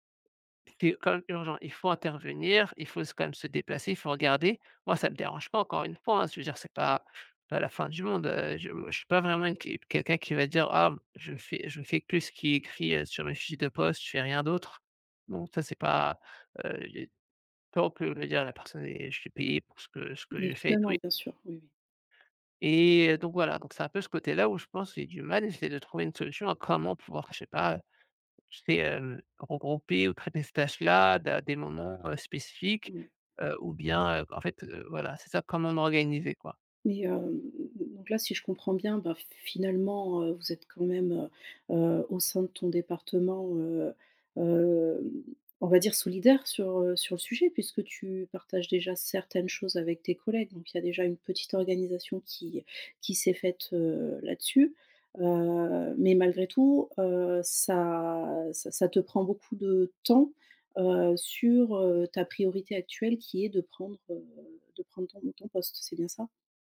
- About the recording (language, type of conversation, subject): French, advice, Comment puis-je gérer l’accumulation de petites tâches distrayantes qui m’empêche d’avancer sur mes priorités ?
- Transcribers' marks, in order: stressed: "que"; unintelligible speech